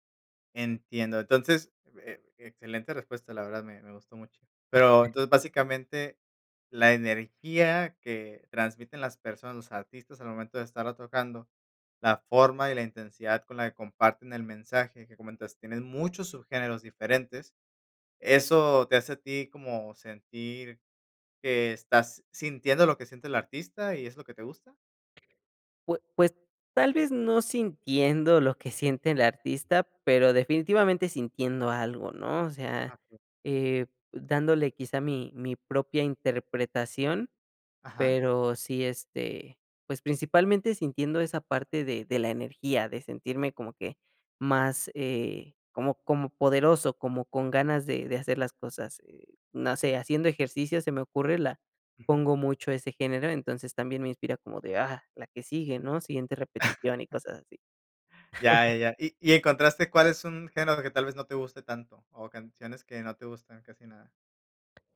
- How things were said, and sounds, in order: chuckle; unintelligible speech; chuckle; chuckle
- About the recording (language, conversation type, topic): Spanish, podcast, ¿Qué canción te transporta a la infancia?